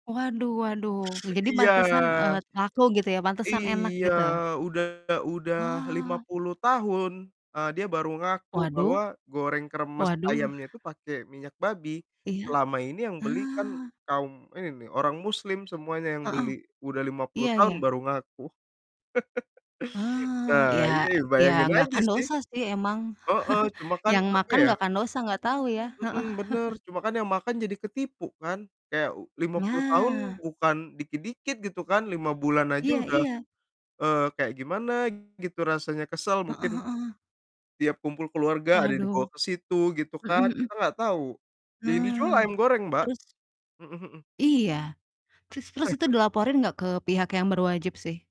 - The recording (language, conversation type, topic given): Indonesian, unstructured, Apa pendapatmu tentang orang yang suka berbohong demi keuntungan pribadi?
- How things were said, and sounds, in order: distorted speech; laugh; chuckle; other background noise; chuckle; mechanical hum; chuckle